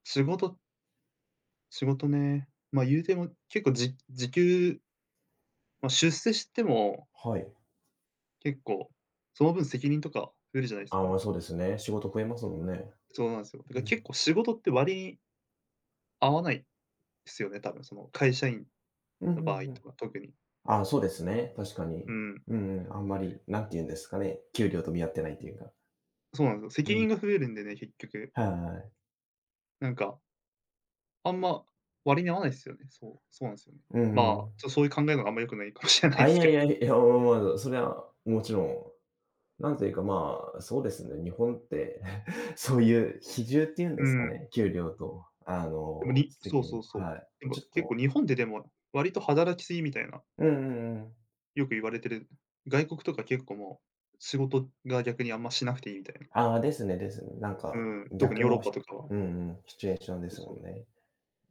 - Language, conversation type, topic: Japanese, unstructured, 仕事とプライベートの時間は、どちらを優先しますか？
- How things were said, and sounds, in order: laughing while speaking: "しれないすけど"; chuckle